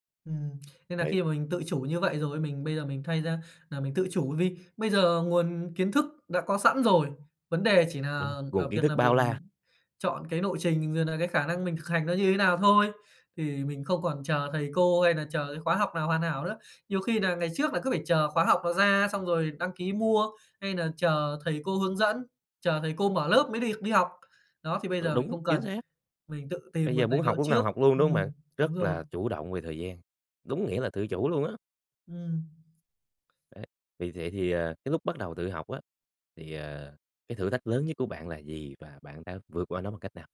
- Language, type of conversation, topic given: Vietnamese, podcast, Điều lớn nhất bạn rút ra được từ việc tự học là gì?
- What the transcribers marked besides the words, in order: other background noise; tapping